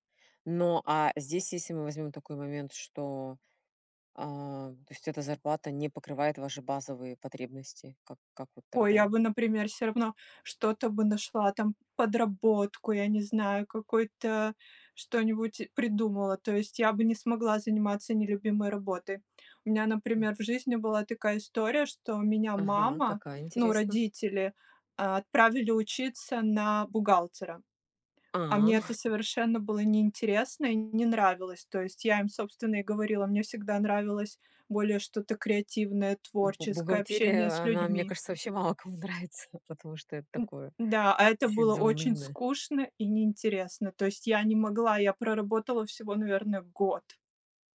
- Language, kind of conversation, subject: Russian, unstructured, Как вы выбираете между высокой зарплатой и интересной работой?
- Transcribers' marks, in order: "если" said as "есси"; chuckle; laughing while speaking: "мало кому нравится"; tapping